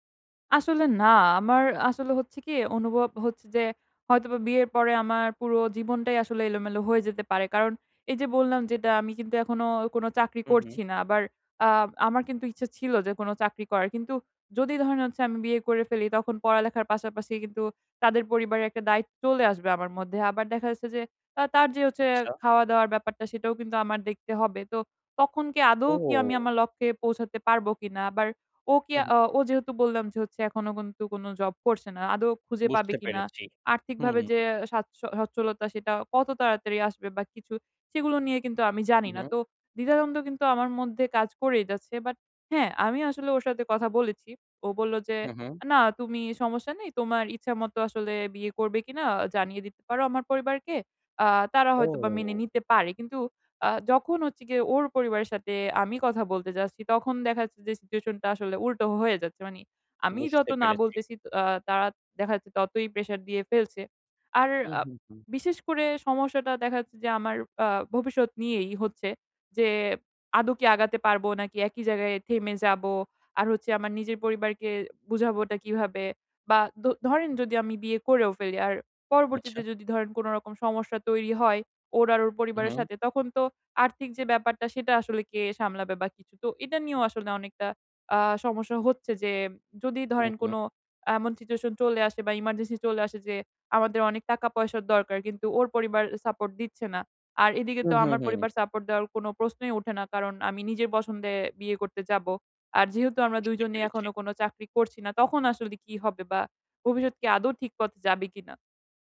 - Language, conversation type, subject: Bengali, advice, আপনি কি বর্তমান সঙ্গীর সঙ্গে বিয়ে করার সিদ্ধান্ত নেওয়ার আগে কোন কোন বিষয় বিবেচনা করবেন?
- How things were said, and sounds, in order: stressed: "না"; surprised: "ও!"; "কিন্তু" said as "কন্তু"; "আদৌ" said as "আদো"; sad: "আর্থিকভাবে যে আ সাচ্ছ সচ্ছলতা সেটা কত তাড়াতাড়ি আসবে বা কিছু?"; "বুঝতে" said as "বুসতে"; "ইমার্জেন্সি" said as "ইমারজেসি"; "পছন্দে" said as "বছন্দে"; "বুঝতে" said as "বুসতে"